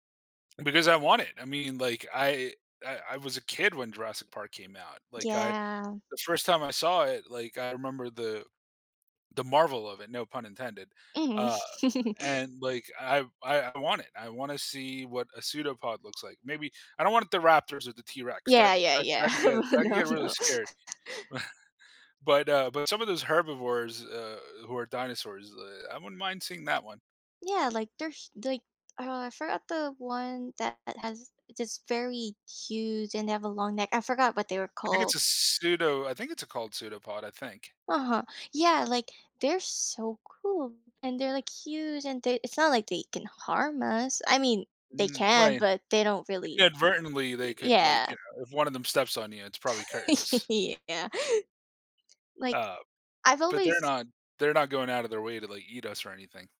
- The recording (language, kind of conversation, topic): English, unstructured, What kinds of news stories spark your curiosity and make you want to learn more?
- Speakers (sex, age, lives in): female, 20-24, United States; male, 35-39, United States
- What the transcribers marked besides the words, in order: chuckle; tapping; chuckle; laughing while speaking: "no, no"; chuckle; laughing while speaking: "Yeah"